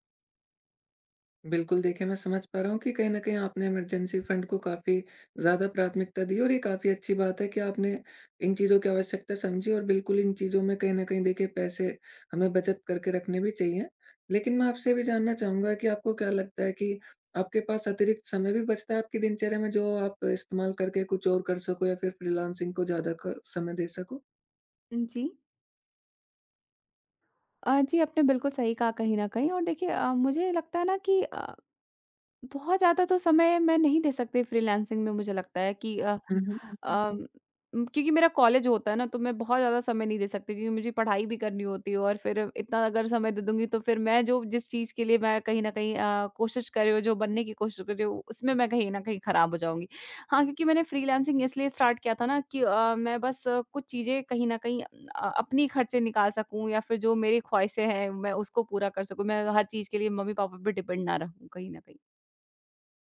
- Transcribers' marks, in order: in English: "इमरजेंसी फंड"; tapping; in English: "स्टार्ट"; in English: "डिपेंड"
- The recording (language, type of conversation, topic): Hindi, advice, क्यों मुझे बजट बनाना मुश्किल लग रहा है और मैं शुरुआत कहाँ से करूँ?